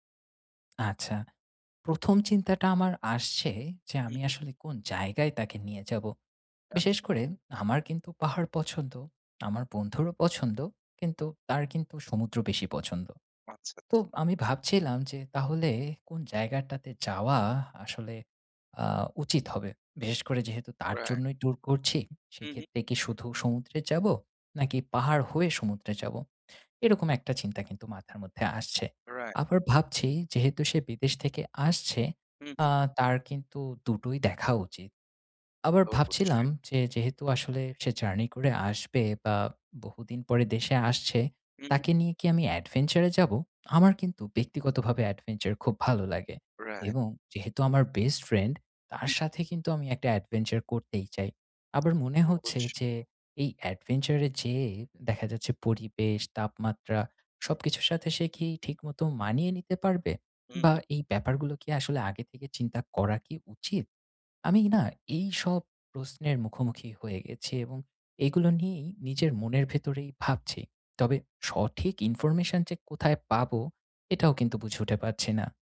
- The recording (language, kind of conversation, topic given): Bengali, advice, ছুটি পরিকল্পনা করতে গিয়ে মানসিক চাপ কীভাবে কমাব এবং কোথায় যাব তা কীভাবে ঠিক করব?
- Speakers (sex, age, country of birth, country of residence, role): male, 25-29, Bangladesh, Bangladesh, advisor; male, 30-34, Bangladesh, Finland, user
- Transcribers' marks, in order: in English: "adventure"; in English: "adventure"; in English: "adventure"; in English: "adventure"